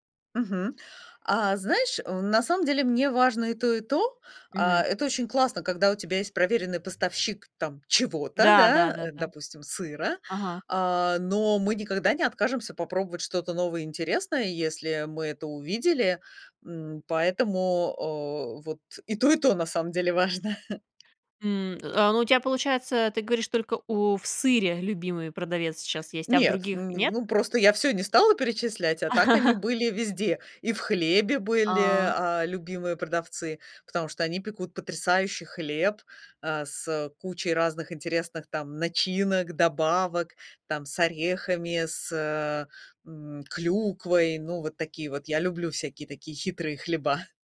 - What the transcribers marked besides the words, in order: chuckle; tapping; laugh
- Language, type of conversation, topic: Russian, podcast, Пользуетесь ли вы фермерскими рынками и что вы в них цените?